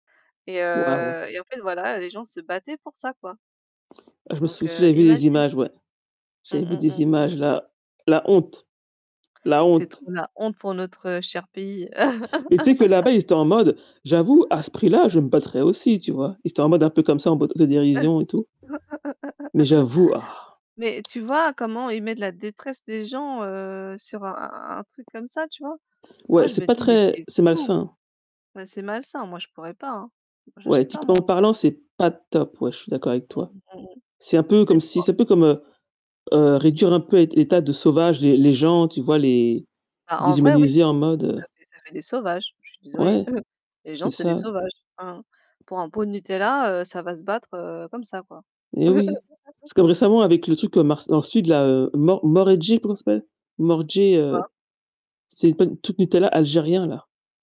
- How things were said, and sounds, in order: tapping; laugh; laugh; other background noise; sigh; distorted speech; unintelligible speech; chuckle; chuckle; "Mordjene" said as "Moredji"; "Mordjene" said as "Mordje"
- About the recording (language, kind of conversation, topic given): French, unstructured, Qu’est-ce qui t’énerve quand les gens parlent trop du bon vieux temps ?